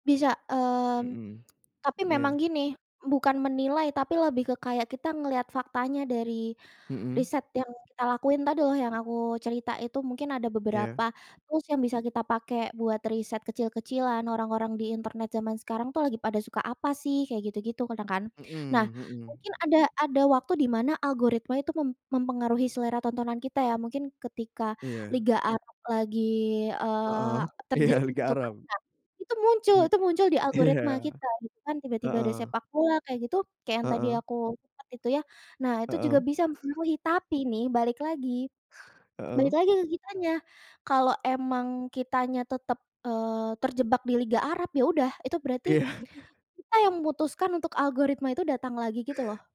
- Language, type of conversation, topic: Indonesian, podcast, Bagaimana pengaruh algoritma terhadap selera tontonan kita?
- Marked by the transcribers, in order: lip smack; in English: "tools"; laughing while speaking: "iya, Liga Arab"; laughing while speaking: "Iya"; tapping; chuckle